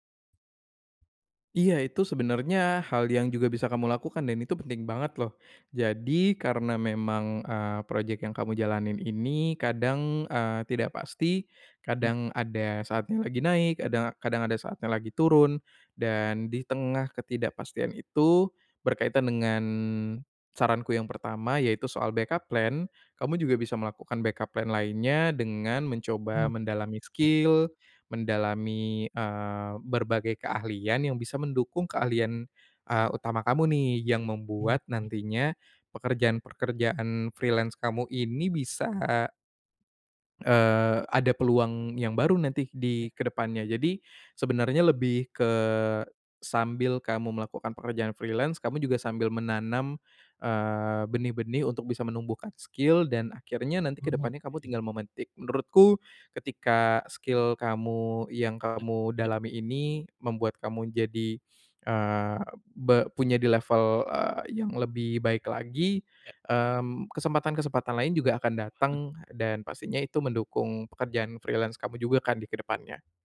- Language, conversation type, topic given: Indonesian, advice, Bagaimana cara mengatasi keraguan dan penyesalan setelah mengambil keputusan?
- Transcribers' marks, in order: in English: "backup plan"; in English: "backup plan"; in English: "skill"; in English: "freelance"; in English: "freelance"; in English: "skill"; in English: "freelance"